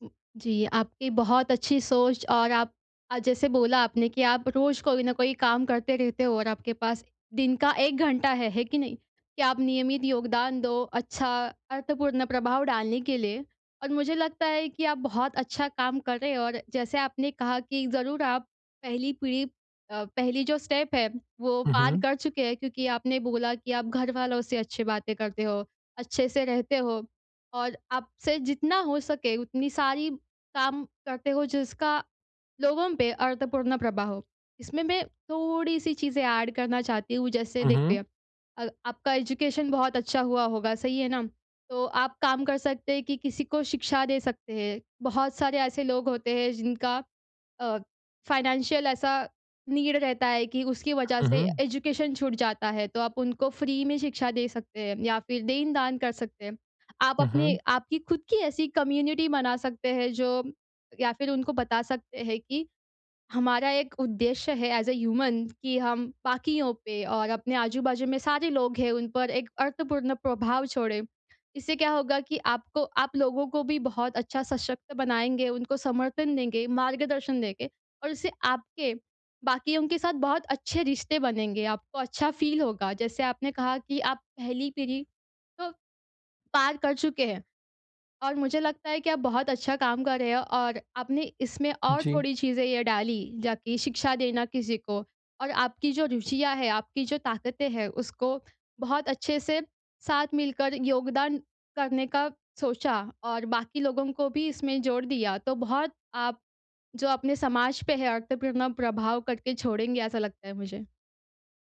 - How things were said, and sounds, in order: other background noise; in English: "स्टेप"; in English: "ऐड"; in English: "एजुकेशन"; in English: "फाइनेंशियल"; in English: "नीड"; in English: "एजुकेशन"; in English: "फ्री"; in English: "कम्युनिटी"; in English: "ऐज़ अ ह्यूमन"; tapping; in English: "फील"
- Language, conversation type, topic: Hindi, advice, मैं अपने जीवन से दूसरों पर सार्थक और टिकाऊ प्रभाव कैसे छोड़ सकता/सकती हूँ?